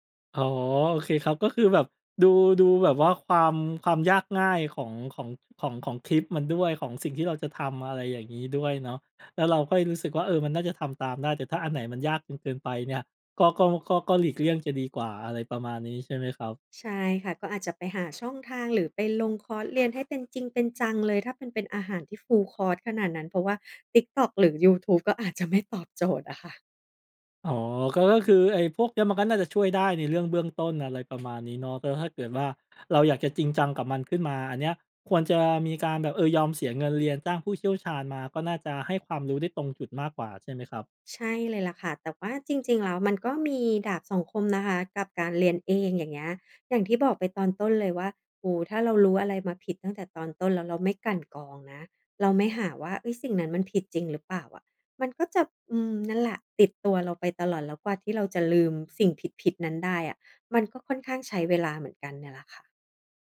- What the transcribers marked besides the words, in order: in English: "Full course"; laughing while speaking: "ไม่ตอบ"; tapping
- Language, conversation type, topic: Thai, podcast, เคยเจออุปสรรคตอนเรียนเองไหม แล้วจัดการยังไง?
- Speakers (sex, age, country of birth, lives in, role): female, 40-44, Thailand, Thailand, guest; male, 35-39, Thailand, Thailand, host